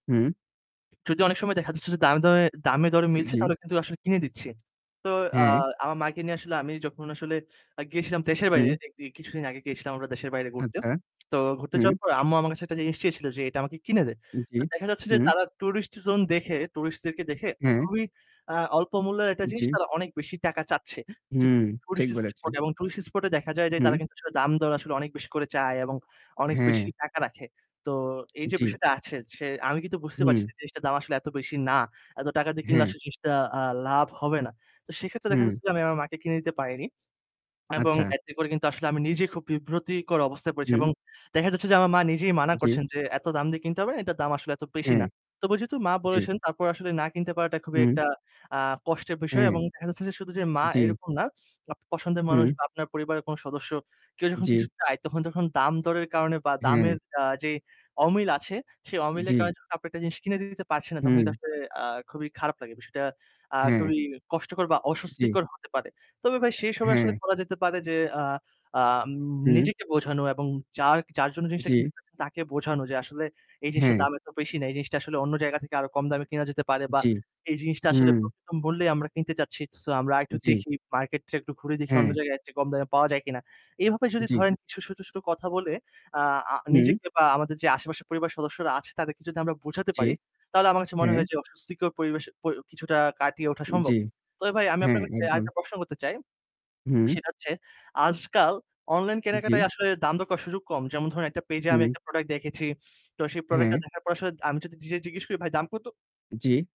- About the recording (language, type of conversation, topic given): Bengali, unstructured, আপনার মতে, দরদাম করে ভালো দাম আদায় করার সেরা উপায় কী?
- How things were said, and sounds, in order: tsk; distorted speech; "বিব্রতকর" said as "বিভ্রতীকর"